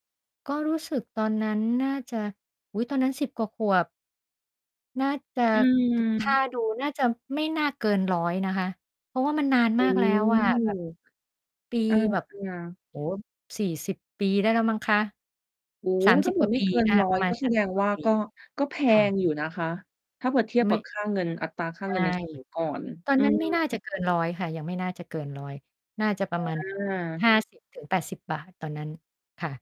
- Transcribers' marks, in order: other background noise; distorted speech
- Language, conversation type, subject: Thai, podcast, คอนเสิร์ตที่ประทับใจที่สุดของคุณเป็นแบบไหน?